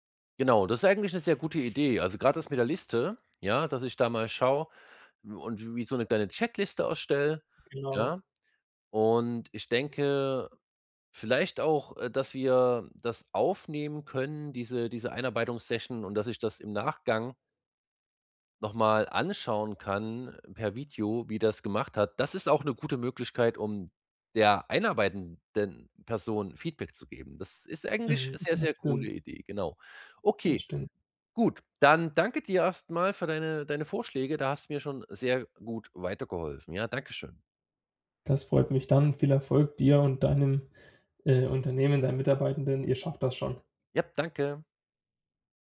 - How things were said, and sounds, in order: drawn out: "Und"; stressed: "sehr gut"
- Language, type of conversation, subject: German, advice, Wie kann ich Aufgaben richtig delegieren, damit ich Zeit spare und die Arbeit zuverlässig erledigt wird?